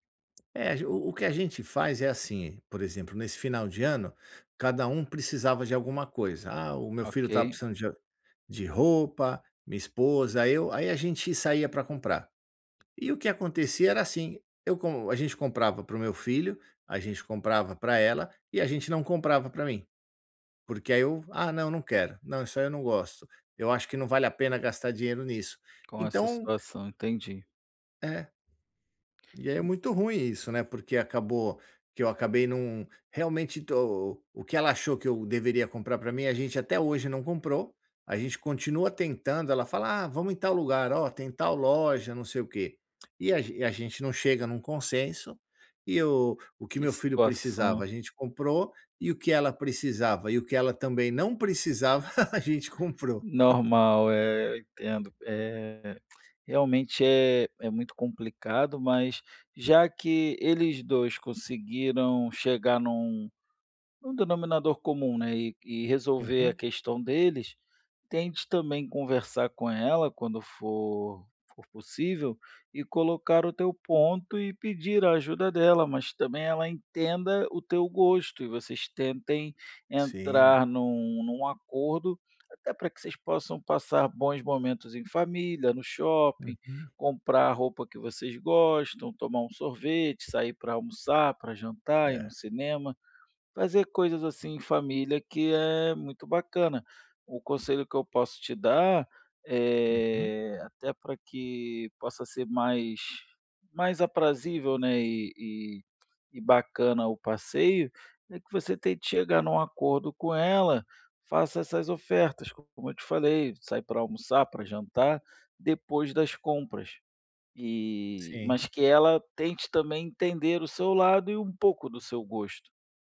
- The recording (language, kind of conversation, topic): Portuguese, advice, Como posso encontrar roupas que me sirvam bem e combinem comigo?
- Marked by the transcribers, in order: tapping; giggle